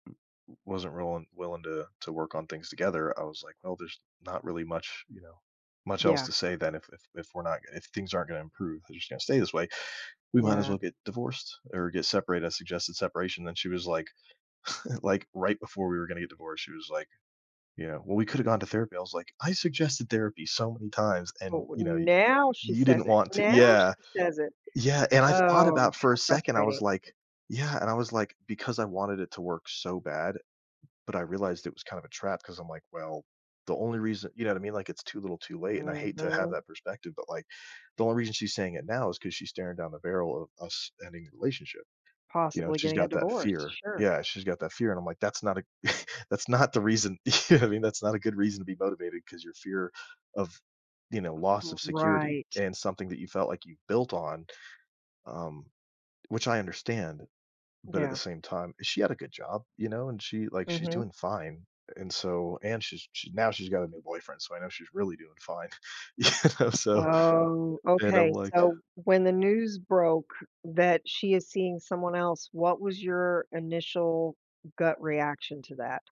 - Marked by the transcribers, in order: chuckle; stressed: "now"; other background noise; chuckle; laughing while speaking: "you know what I mean"; chuckle; laughing while speaking: "You know"
- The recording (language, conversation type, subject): English, advice, How can I rebuild my self-worth and confidence after a breakup?
- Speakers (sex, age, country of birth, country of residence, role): female, 55-59, United States, United States, advisor; male, 30-34, United States, United States, user